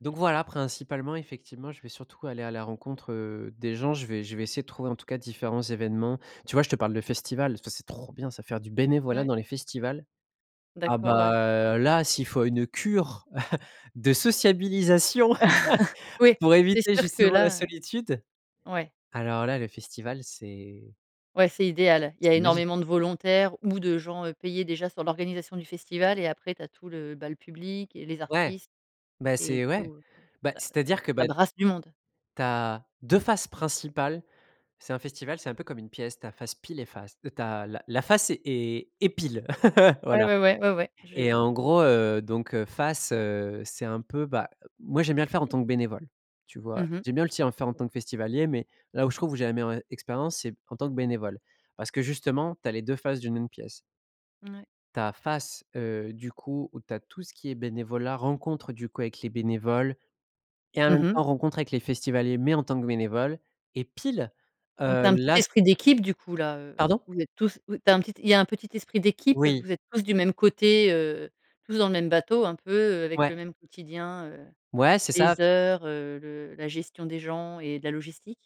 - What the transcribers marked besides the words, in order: stressed: "trop"; chuckle; laugh; stressed: "sociabilisation"; laugh; stressed: "deux faces"; stressed: "pile"; laugh
- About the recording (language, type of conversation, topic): French, podcast, Comment fais-tu pour briser l’isolement quand tu te sens seul·e ?